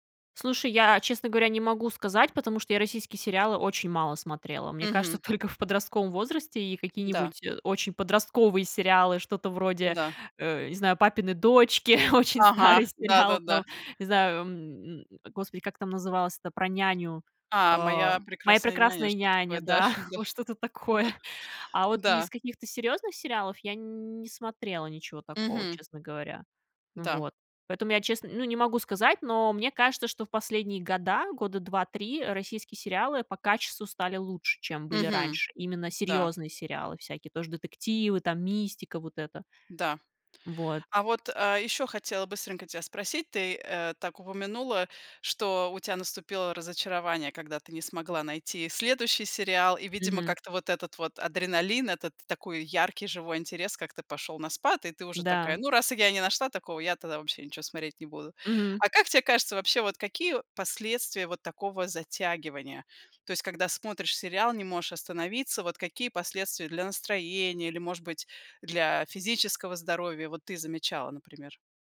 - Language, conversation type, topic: Russian, podcast, Почему, по-твоему, сериалы так затягивают?
- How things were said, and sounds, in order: tapping; laughing while speaking: "очень старый сериал"; laughing while speaking: "да. Вот что-то такое"; chuckle; other noise